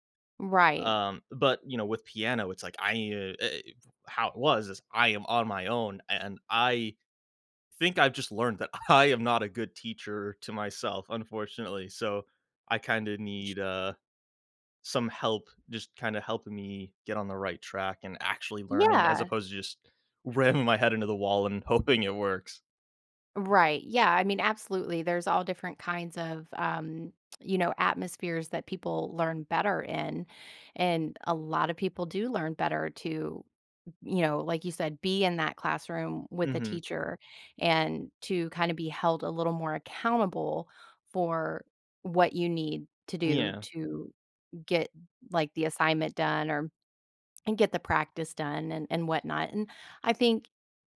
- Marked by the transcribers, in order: laughing while speaking: "I"; laughing while speaking: "ramming"; background speech
- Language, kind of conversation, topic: English, unstructured, How can a hobby help me handle failure and track progress?